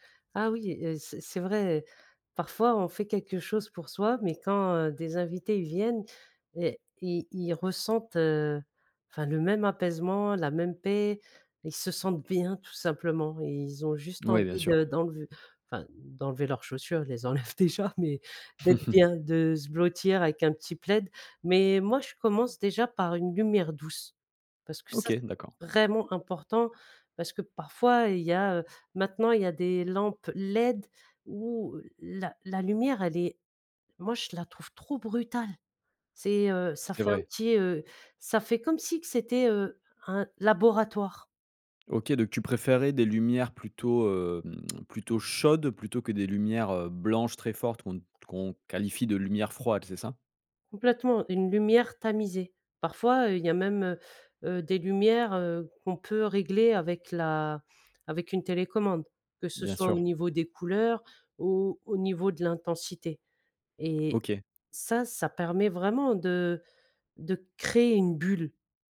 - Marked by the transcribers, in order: chuckle
- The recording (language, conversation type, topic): French, podcast, Comment créer une ambiance cosy chez toi ?